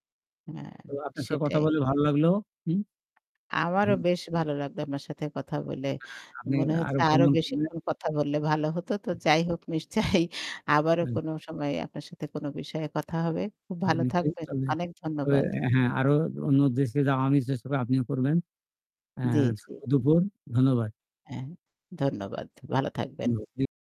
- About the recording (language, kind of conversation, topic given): Bengali, unstructured, আপনি নতুন কোনো শহর বা দেশে ভ্রমণে গেলে সাধারণত কী কী ভাবেন?
- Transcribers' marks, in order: static; tapping; distorted speech; laughing while speaking: "নিশ্চয়ই"; unintelligible speech